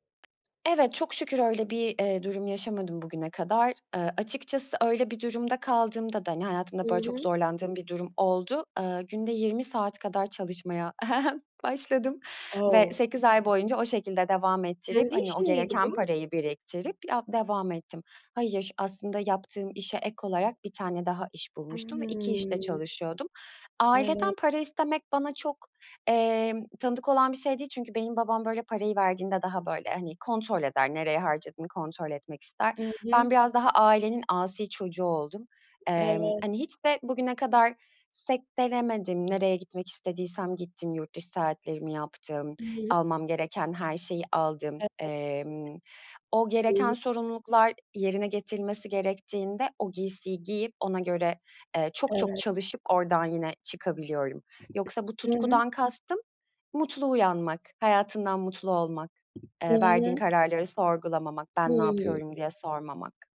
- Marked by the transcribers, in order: tapping; chuckle; unintelligible speech; unintelligible speech
- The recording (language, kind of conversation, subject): Turkish, podcast, Maddi güvenliği mi yoksa tutkunun peşinden gitmeyi mi seçersin?